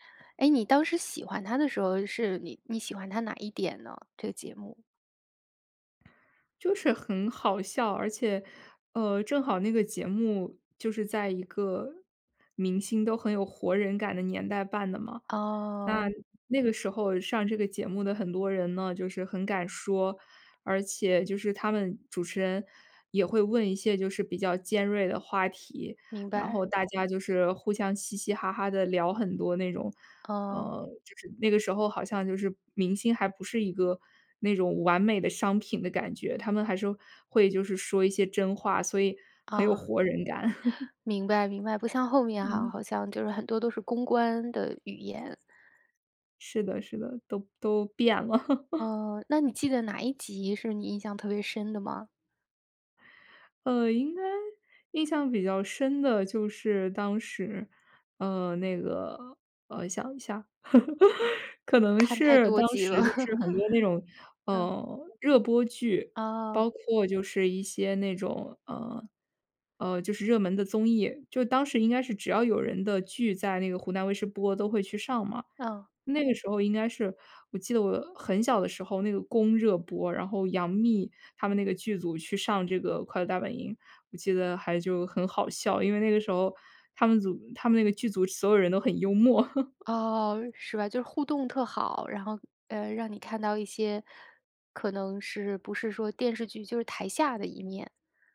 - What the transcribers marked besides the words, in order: chuckle; laugh; laugh; other noise; chuckle; chuckle
- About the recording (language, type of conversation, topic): Chinese, podcast, 你小时候最爱看的节目是什么？